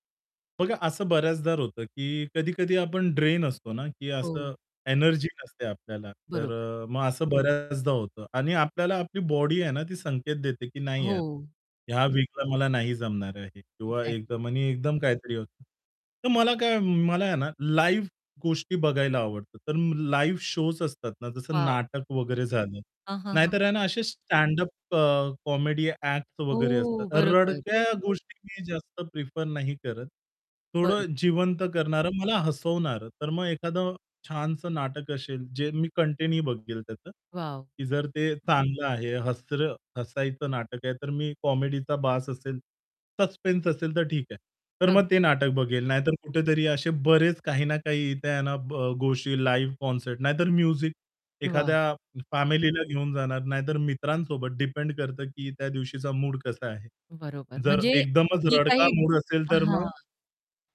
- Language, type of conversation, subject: Marathi, podcast, एक आदर्श रविवार तुम्ही कसा घालवता?
- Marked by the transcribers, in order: static; "बऱ्याचदा" said as "बऱ्याचदार"; distorted speech; in English: "एक्झॅक्टली"; in English: "लाईव्ह"; in English: "लाईव्ह शोज"; other background noise; in English: "स्टँडअप अ, कॉमेडी"; in English: "कंटिन्यू"; in English: "कॉमेडीचा"; in English: "सस्पेन्स"; in English: "लाईव्ह कॉन्सर्ट"; in English: "म्युझिक"